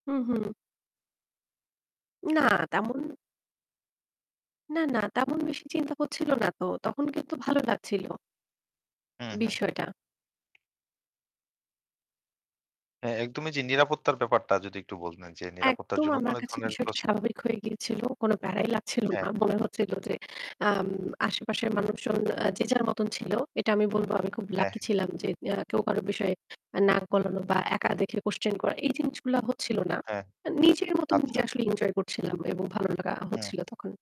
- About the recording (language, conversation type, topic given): Bengali, podcast, একলা ভ্রমণে নিজের নিরাপত্তা কীভাবে নিশ্চিত করেন?
- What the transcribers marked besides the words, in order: distorted speech; tapping; static